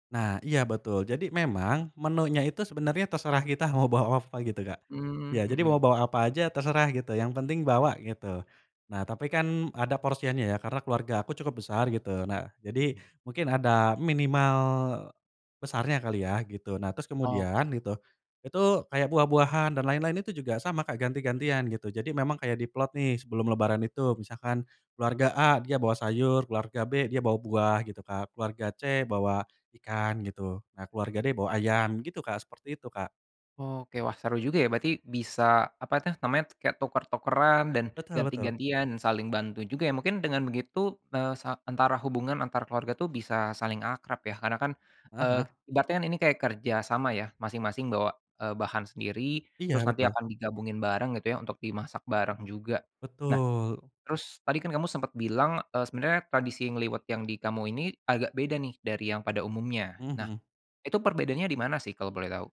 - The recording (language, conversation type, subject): Indonesian, podcast, Bagaimana tradisi makan keluarga Anda saat mudik atau pulang kampung?
- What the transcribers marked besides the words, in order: none